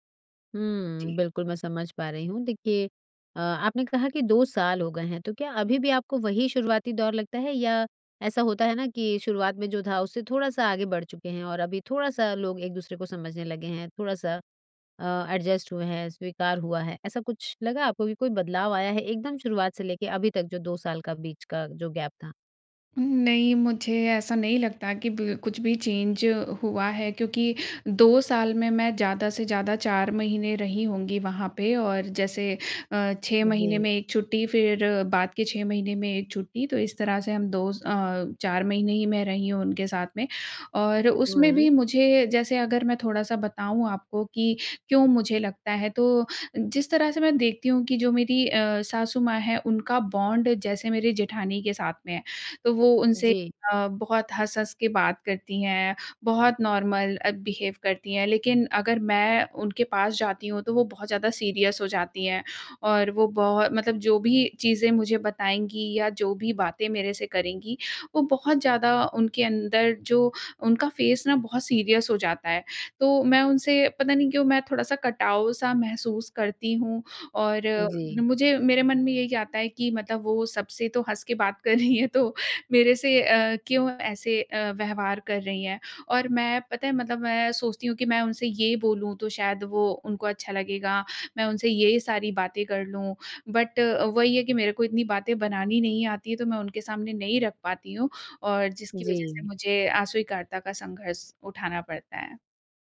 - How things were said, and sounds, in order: in English: "एडजस्ट"; in English: "गैप"; in English: "चेंज"; in English: "बॉन्ड"; in English: "नॉर्मल"; in English: "बिहेव"; in English: "सीरियस"; in English: "फेस"; in English: "सीरियस"; laughing while speaking: "कर रही हैं तो"; in English: "बट"
- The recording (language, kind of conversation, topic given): Hindi, advice, शादी के बाद ससुराल में स्वीकार किए जाने और अस्वीकार होने के संघर्ष से कैसे निपटें?